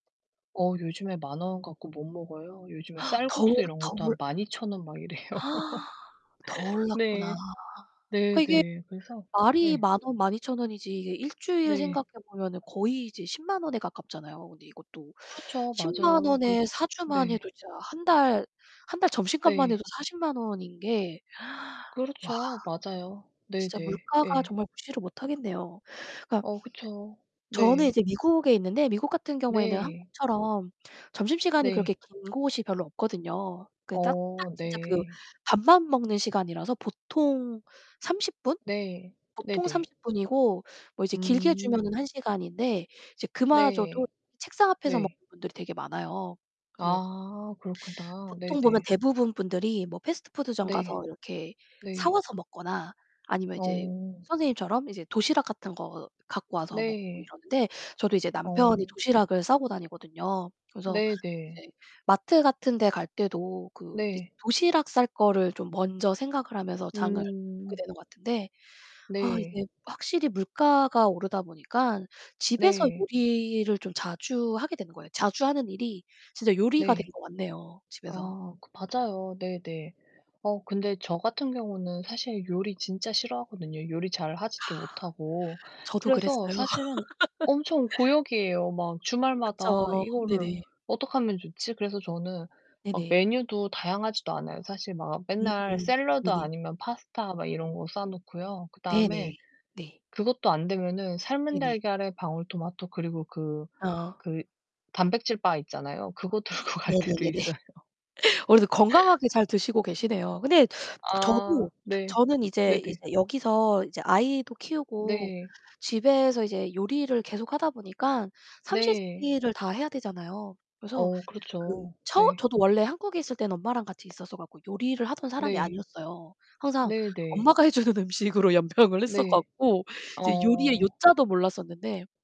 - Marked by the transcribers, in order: other background noise; gasp; gasp; distorted speech; laughing while speaking: "이래요"; laugh; gasp; static; sigh; laugh; laughing while speaking: "들고 갈 때도 있어요"; laughing while speaking: "네네네네"; laughing while speaking: "해 주는 음식으로 연명을"
- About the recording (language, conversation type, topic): Korean, unstructured, 요즘 가장 자주 하는 일은 무엇인가요?